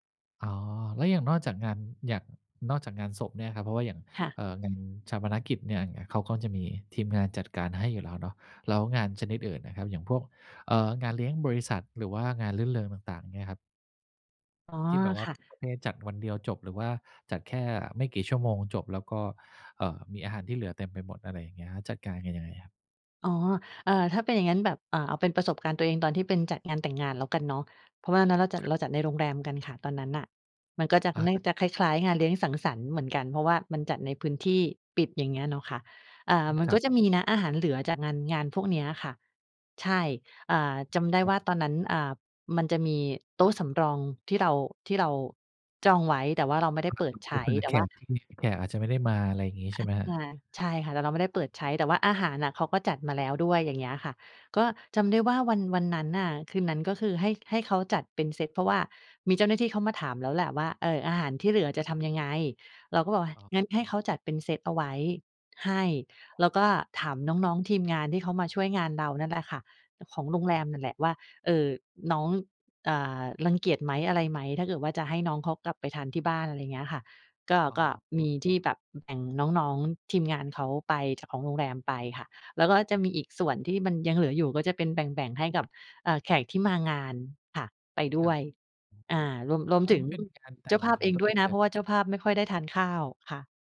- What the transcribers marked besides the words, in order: tapping; unintelligible speech; other noise
- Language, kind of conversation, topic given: Thai, podcast, เวลาเหลืออาหารจากงานเลี้ยงหรืองานพิธีต่าง ๆ คุณจัดการอย่างไรให้ปลอดภัยและไม่สิ้นเปลือง?